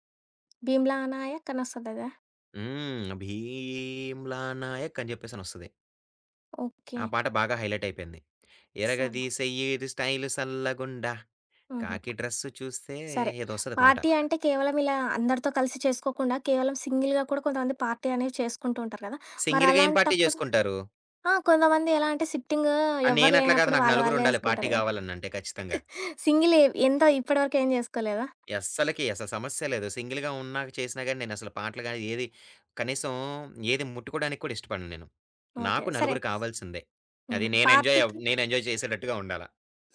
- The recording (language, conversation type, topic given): Telugu, podcast, పార్టీకి ప్లేలిస్ట్ సిద్ధం చేయాలంటే మొదట మీరు ఎలాంటి పాటలను ఎంచుకుంటారు?
- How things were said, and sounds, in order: singing: "భీమ్లా నాయక్"; singing: "ఇరగదిసేయ్యి ఇది స్టైల్ సల్లగుండా కాకి డ్రెస్ చూస్తే"; other background noise; in English: "సింగిల్‌గా"; in English: "పార్టీ"; in English: "సింగిల్‌గా"; in English: "పార్టీ"; in English: "పార్టీ"; giggle; stressed: "అస్సలకి"; in English: "పార్టీకి"